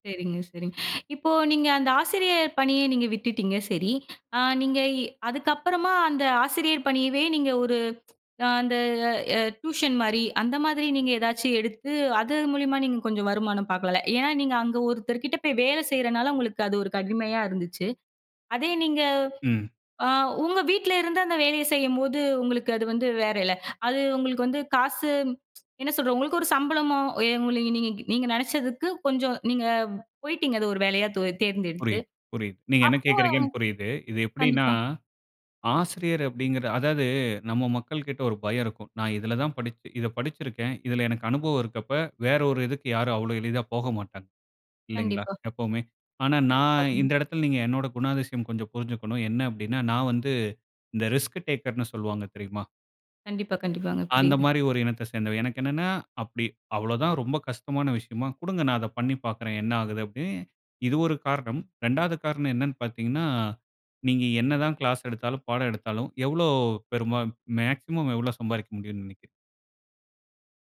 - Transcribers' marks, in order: tsk; tsk; unintelligible speech; in English: "ரிஸ்க் டேக்கர்னு"; other background noise
- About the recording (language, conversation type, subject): Tamil, podcast, ஒரு வேலை அல்லது படிப்பு தொடர்பான ஒரு முடிவு உங்கள் வாழ்க்கையை எவ்வாறு மாற்றியது?